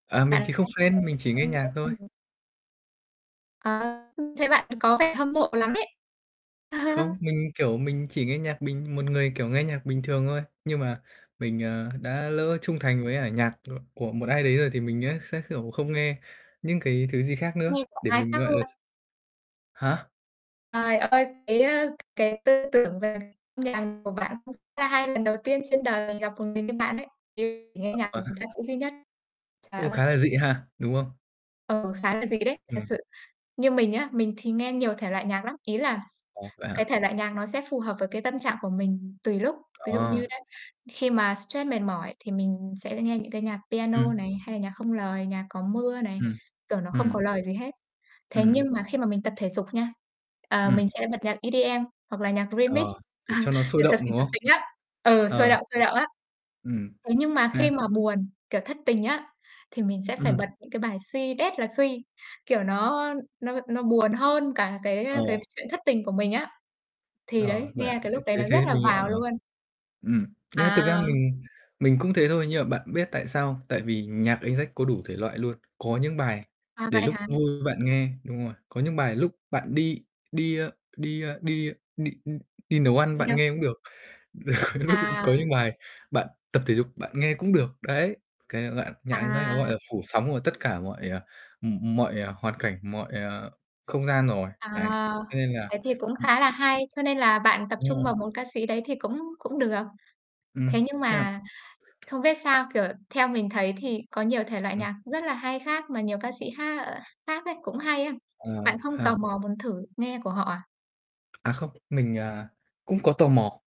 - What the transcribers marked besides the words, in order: distorted speech; tapping; unintelligible speech; chuckle; other background noise; other noise; mechanical hum; chuckle; chuckle; unintelligible speech
- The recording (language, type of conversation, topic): Vietnamese, unstructured, Bạn thường nghe thể loại nhạc nào khi muốn thư giãn?